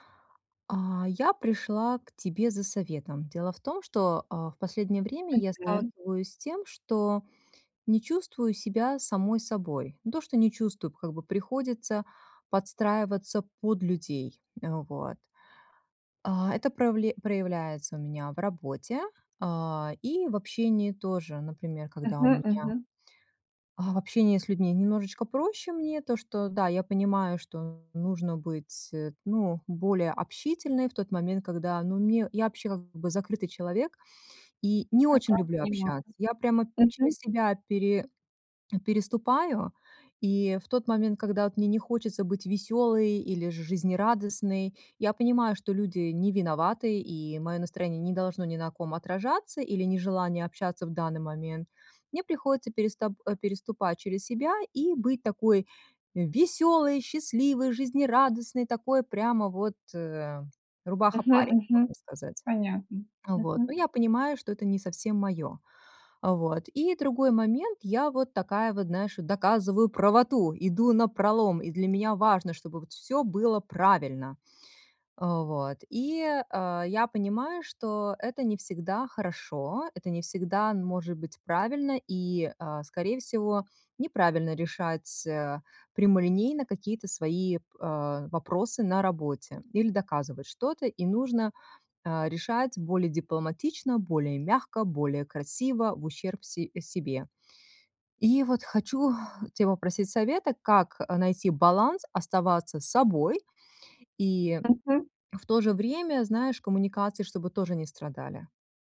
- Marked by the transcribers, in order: swallow; tapping
- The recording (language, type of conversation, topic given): Russian, advice, Как мне быть собой, не теряя одобрения других людей?